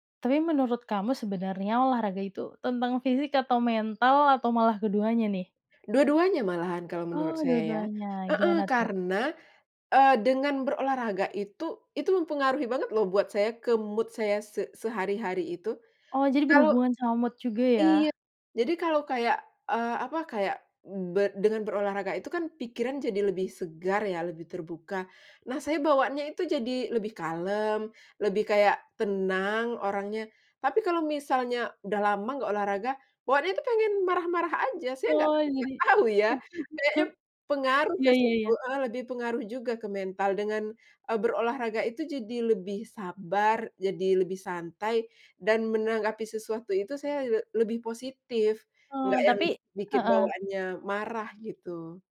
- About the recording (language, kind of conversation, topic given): Indonesian, podcast, Bagaimana cara membangun kebiasaan olahraga yang konsisten?
- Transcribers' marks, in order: in English: "mood"; other animal sound; laughing while speaking: "mood"; laughing while speaking: "tahu"; chuckle